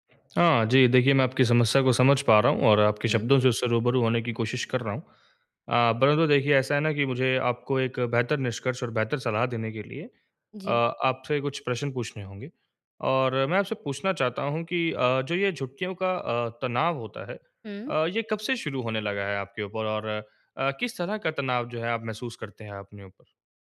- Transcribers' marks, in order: none
- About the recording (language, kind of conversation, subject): Hindi, advice, छुट्टियों में परिवार और दोस्तों के साथ जश्न मनाते समय मुझे तनाव क्यों महसूस होता है?